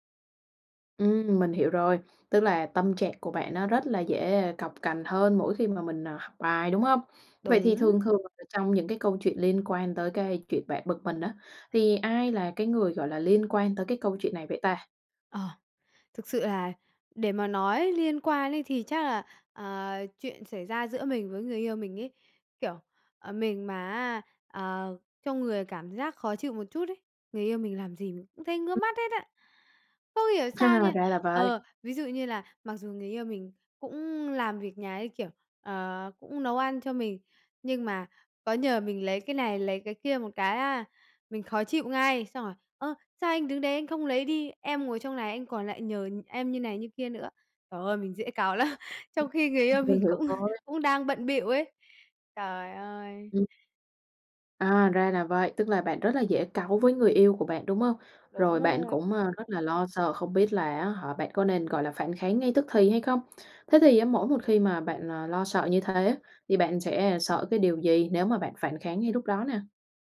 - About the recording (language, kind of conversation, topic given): Vietnamese, advice, Làm sao xử lý khi bạn cảm thấy bực mình nhưng không muốn phản kháng ngay lúc đó?
- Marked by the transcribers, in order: other background noise; chuckle; tapping; laughing while speaking: "lắm"; laughing while speaking: "cũng"